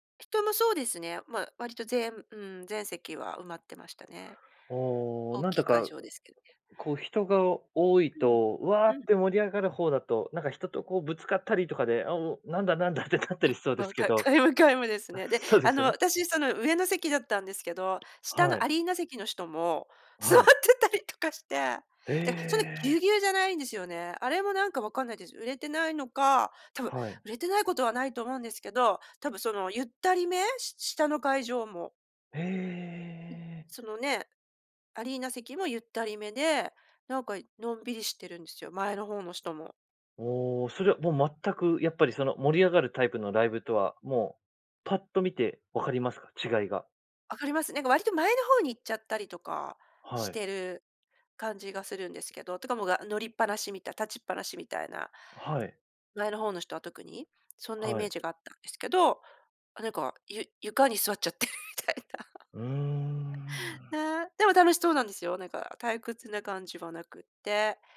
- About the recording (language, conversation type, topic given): Japanese, podcast, ライブで心を動かされた瞬間はありましたか？
- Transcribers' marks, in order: other noise; laughing while speaking: "なんだなんだ？って"; joyful: "座ってたり"; laughing while speaking: "座っちゃってるみたいな"; chuckle